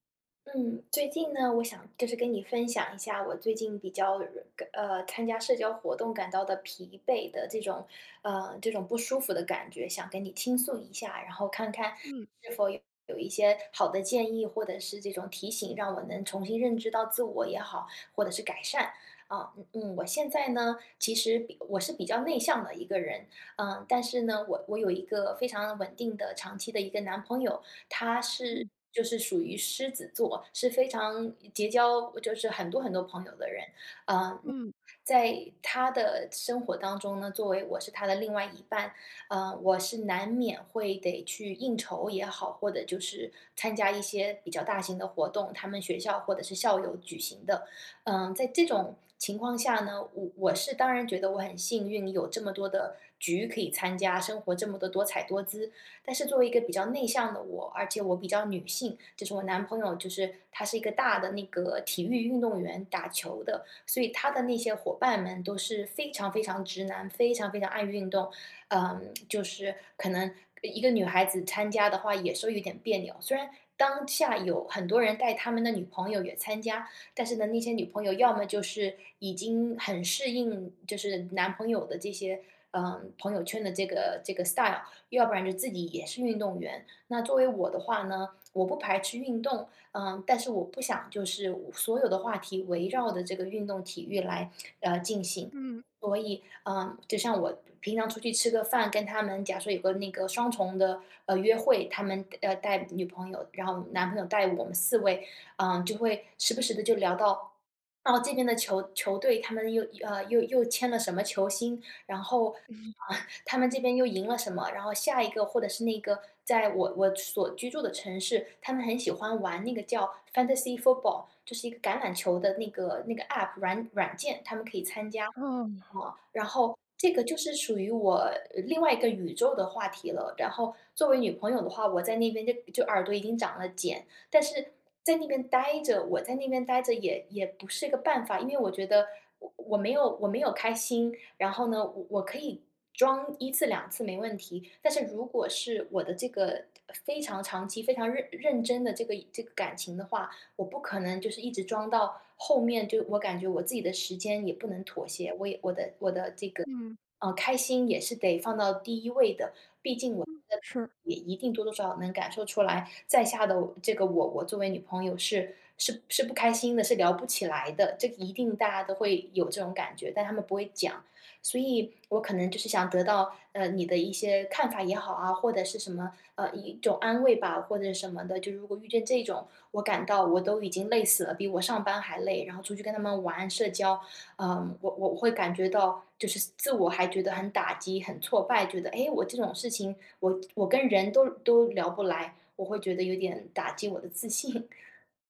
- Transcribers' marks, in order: tsk; in English: "style"; tsk; chuckle; laughing while speaking: "嗯"; in English: "fantacy football"; unintelligible speech; laughing while speaking: "自信"
- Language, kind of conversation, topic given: Chinese, advice, 如何避免参加社交活动后感到疲惫？